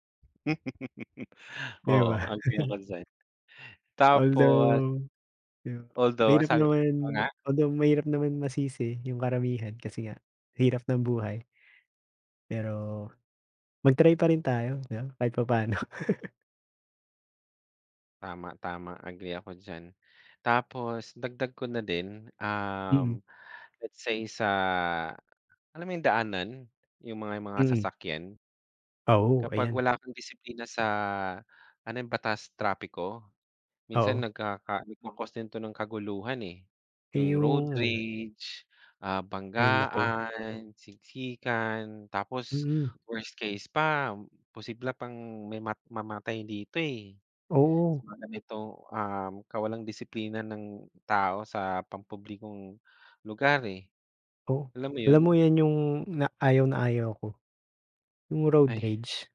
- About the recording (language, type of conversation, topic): Filipino, unstructured, Ano ang palagay mo tungkol sa kawalan ng disiplina sa mga pampublikong lugar?
- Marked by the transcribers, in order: laugh; chuckle; in English: "Although"; other background noise; chuckle; in English: "let's say"; in English: "road rage"; in English: "worst case"; in English: "road rage"